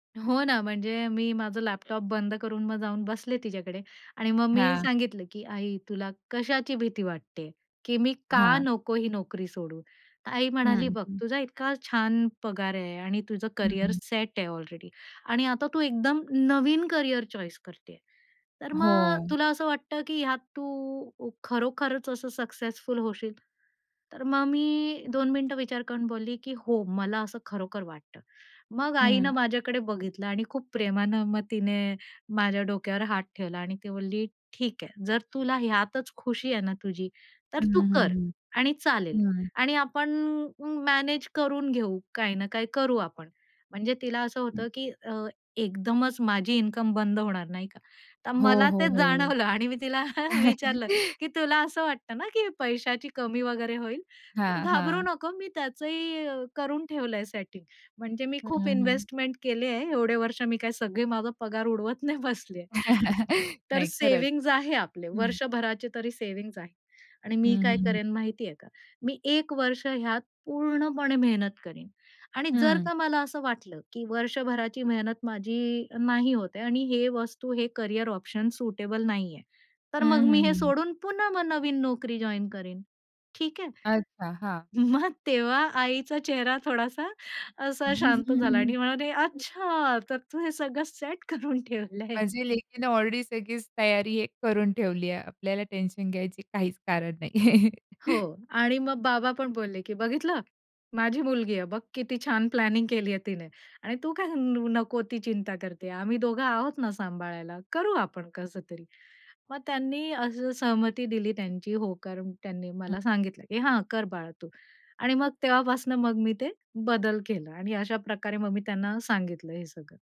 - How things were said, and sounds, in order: in English: "कॅरियर सेट"; in English: "अलरेडी"; in English: "कॅरियर चॉईस"; in English: "सक्सेसफुल"; in English: "इन्कम"; laughing while speaking: "जाणवलं आणि मी तिला विचारलं"; laugh; in English: "सेटिंग"; in English: "इन्व्हेस्टमेंट"; laughing while speaking: "उडवत नाही बसली आहे"; laugh; in English: "सेव्हिंग्ज"; in English: "सेव्हिंग्ज"; in English: "कॅरियर ऑप्शन सुटेबल"; in English: "जॉइन"; laughing while speaking: "मग तेव्हा आईचा चेहरा थोडासा … सेट करून ठेवलंय"; giggle; in English: "सेट"; joyful: "माझी लेकीनं ऑलरेडी सगळीच तयारी … काहीच कारण नाहीये"; in English: "ऑलरेडी"; chuckle; in English: "प्लॅनिंग"
- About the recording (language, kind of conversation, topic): Marathi, podcast, तुमच्या आयुष्यात झालेले बदल तुम्ही कुटुंबाला कसे समजावून सांगितले?